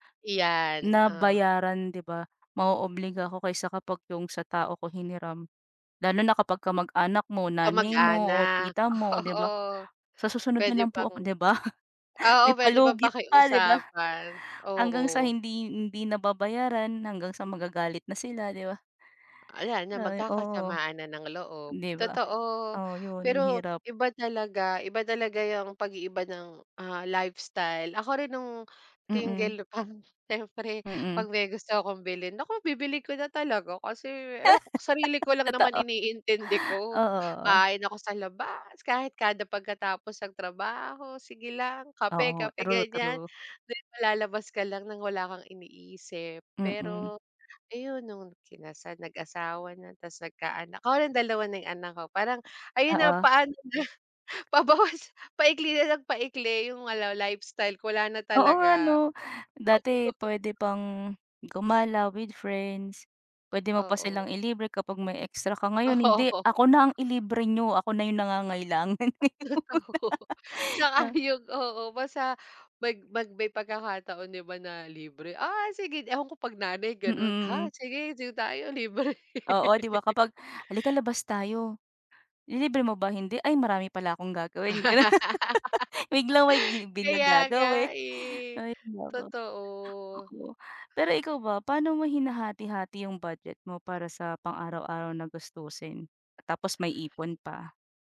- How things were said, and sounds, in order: tapping; laughing while speaking: "oo"; laughing while speaking: "ba?"; other background noise; laughing while speaking: "pa"; laugh; laughing while speaking: "pabawas"; chuckle; laughing while speaking: "Oo"; laughing while speaking: "At least oo"; laughing while speaking: "ngayon"; laugh; laughing while speaking: "'yong"; laughing while speaking: "libre"; laugh; laughing while speaking: "Gano'n"; "bigla" said as "bila"; drawn out: "totoo"
- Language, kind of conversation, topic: Filipino, unstructured, Paano ka nagsisimulang mag-ipon ng pera, at ano ang pinakaepektibong paraan para magbadyet?